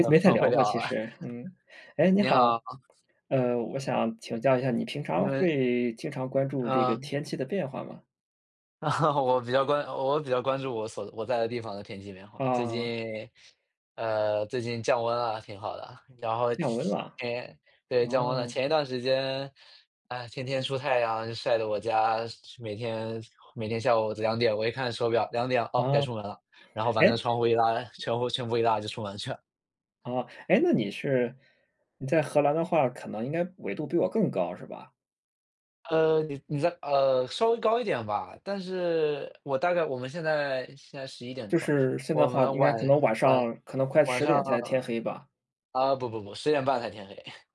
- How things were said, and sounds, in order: tapping; chuckle; chuckle; other background noise; chuckle
- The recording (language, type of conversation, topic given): Chinese, unstructured, 你怎么看最近的天气变化？
- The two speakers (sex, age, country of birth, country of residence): male, 25-29, China, Netherlands; male, 35-39, China, Germany